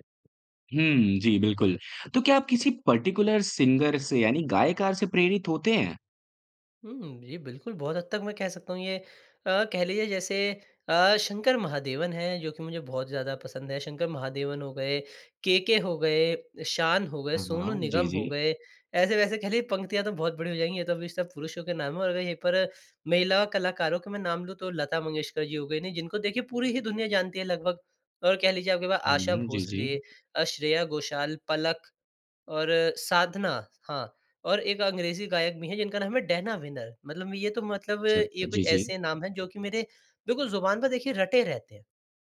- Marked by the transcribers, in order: in English: "पार्टिकुलर सिंगर"
- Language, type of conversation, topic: Hindi, podcast, कौन सा गाना आपको हिम्मत और जोश से भर देता है?